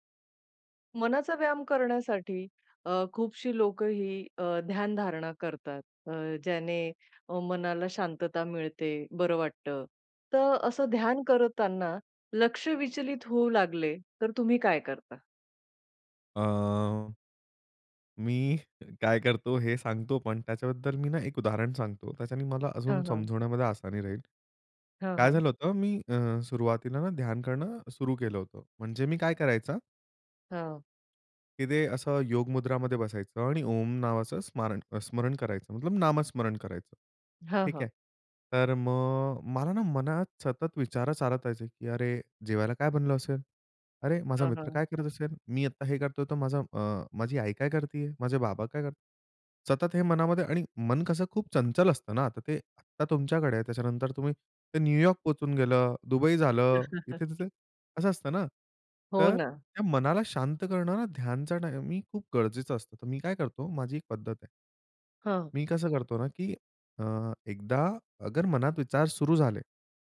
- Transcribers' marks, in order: drawn out: "अ"; chuckle
- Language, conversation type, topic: Marathi, podcast, ध्यान करताना लक्ष विचलित झाल्यास काय कराल?